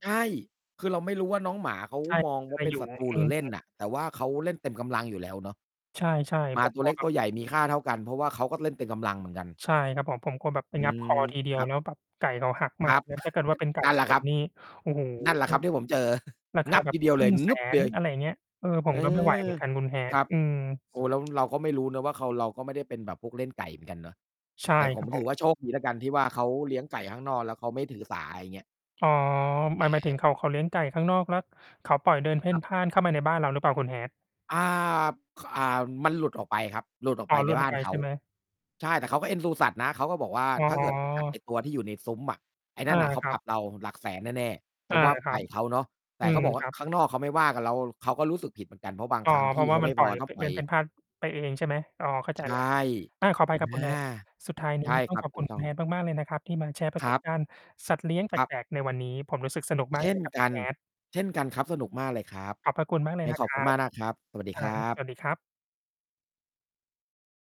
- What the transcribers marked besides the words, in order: distorted speech; mechanical hum; chuckle; other background noise; chuckle; tapping
- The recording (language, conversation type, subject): Thai, unstructured, คุณเคยมีประสบการณ์แปลก ๆ กับสัตว์ไหม?